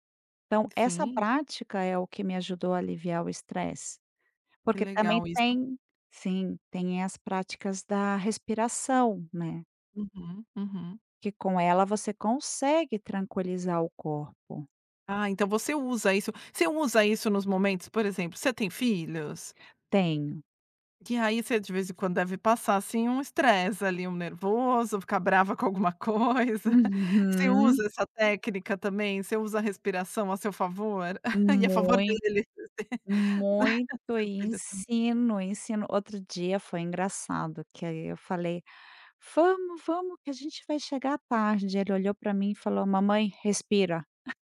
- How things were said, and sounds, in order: tapping; chuckle; laugh; chuckle
- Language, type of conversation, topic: Portuguese, podcast, Me conta um hábito que te ajuda a aliviar o estresse?